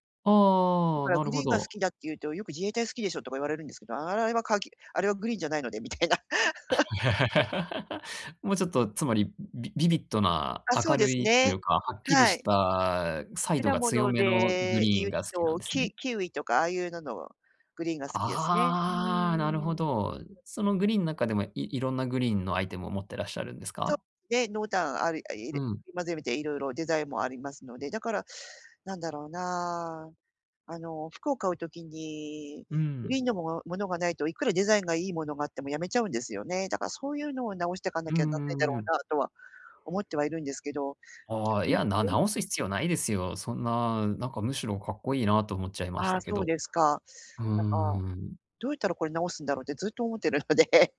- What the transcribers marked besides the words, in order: laugh; chuckle; unintelligible speech; tapping; unintelligible speech; other background noise; laughing while speaking: "思ってるので"
- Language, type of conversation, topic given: Japanese, advice, 限られた予算でおしゃれに見せるにはどうすればいいですか？